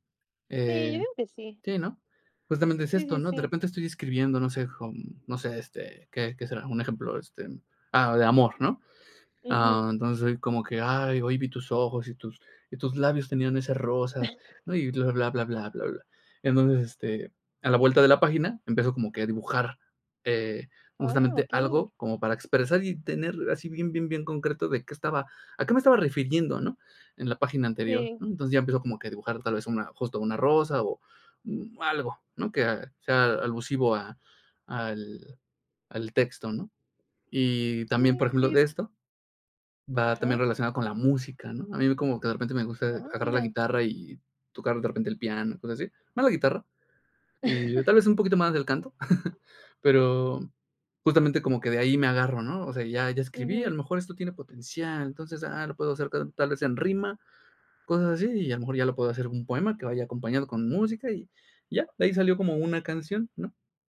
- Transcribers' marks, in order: exhale; tapping; chuckle
- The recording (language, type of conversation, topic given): Spanish, podcast, ¿Qué hábitos te ayudan a mantener la creatividad día a día?